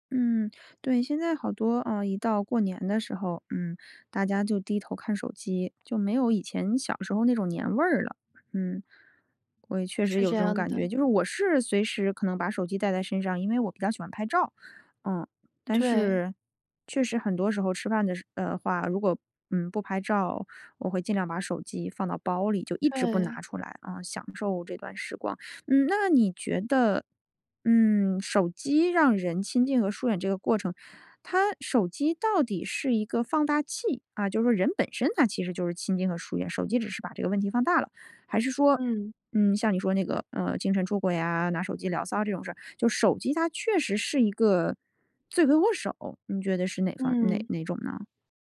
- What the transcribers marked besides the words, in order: tapping; teeth sucking
- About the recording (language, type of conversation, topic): Chinese, podcast, 你觉得手机让人与人更亲近还是更疏远?